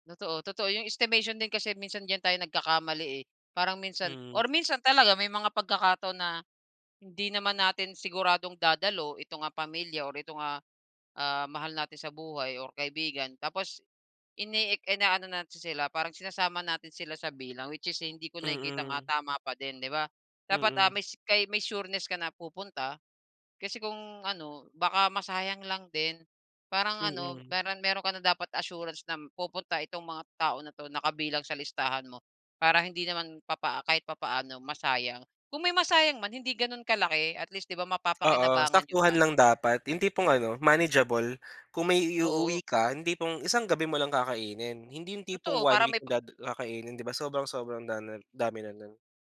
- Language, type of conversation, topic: Filipino, podcast, Ano ang mga ginagawa mo para hindi masayang ang sobrang pagkain pagkatapos ng handaan?
- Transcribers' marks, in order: in English: "estimation"; in English: "sureness"; in English: "assurance"